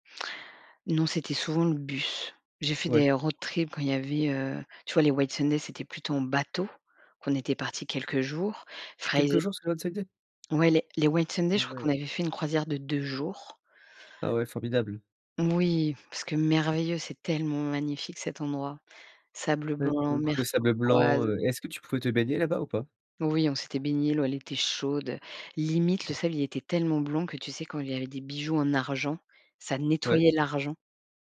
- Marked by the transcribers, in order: stressed: "bateau"; stressed: "tellement"
- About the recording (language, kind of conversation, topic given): French, podcast, Peux-tu me raconter un voyage qui t’a vraiment marqué ?